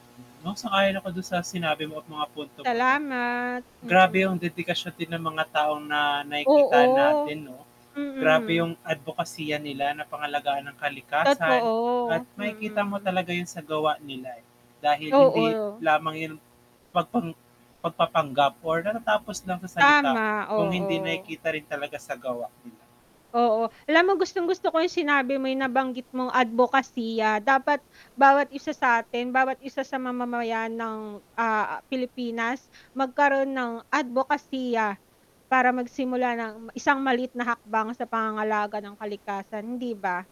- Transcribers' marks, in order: mechanical hum; drawn out: "Salamat"; other street noise; other background noise
- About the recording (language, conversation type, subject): Filipino, unstructured, Ano ang ginagawa mo araw-araw para makatulong sa pangangalaga ng kalikasan?